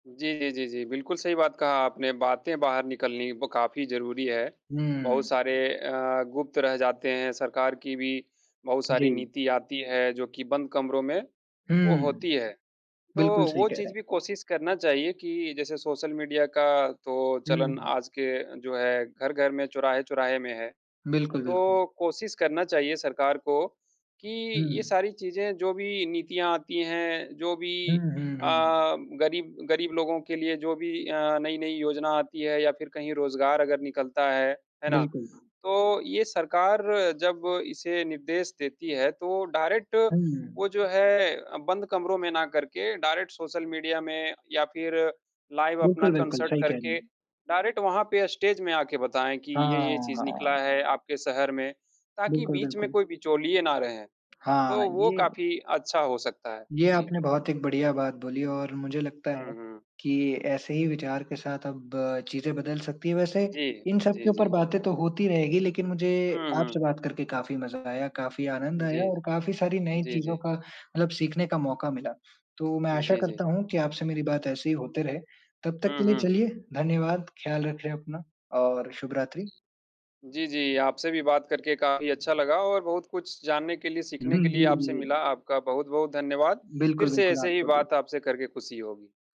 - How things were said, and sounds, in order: tapping; in English: "डायरेक्ट"; in English: "डायरेक्ट"; in English: "लाइव"; in English: "कॉन्सर्ट"; in English: "डायरेक्ट"; in English: "स्टेज"; lip smack; other background noise
- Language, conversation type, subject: Hindi, unstructured, सरकार के कामकाज में पारदर्शिता क्यों जरूरी है?
- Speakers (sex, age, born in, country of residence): male, 20-24, India, India; male, 30-34, India, India